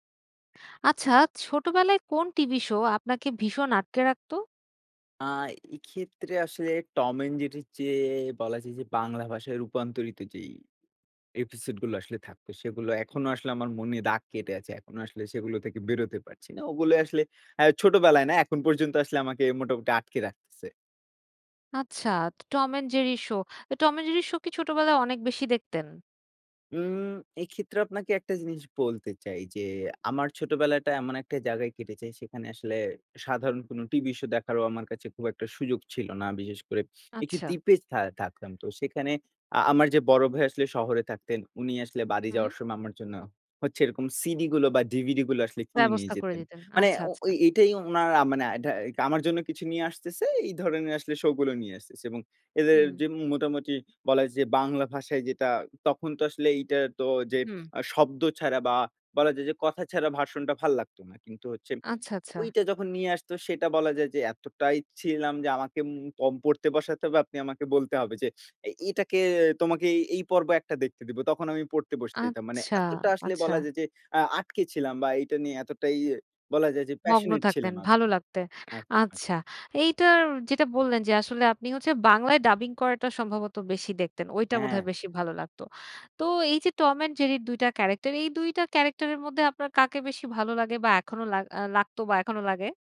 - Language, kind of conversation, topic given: Bengali, podcast, ছোটবেলায় কোন টিভি অনুষ্ঠান তোমাকে ভীষণভাবে মগ্ন করে রাখত?
- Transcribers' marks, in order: horn; in English: "passionate"